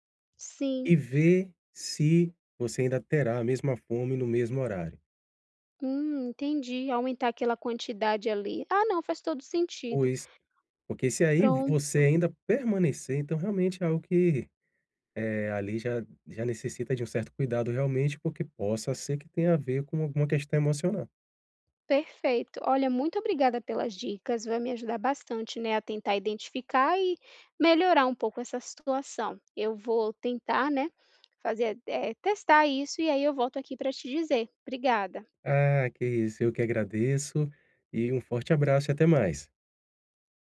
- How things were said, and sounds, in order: none
- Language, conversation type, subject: Portuguese, advice, Como posso aprender a reconhecer os sinais de fome e de saciedade no meu corpo?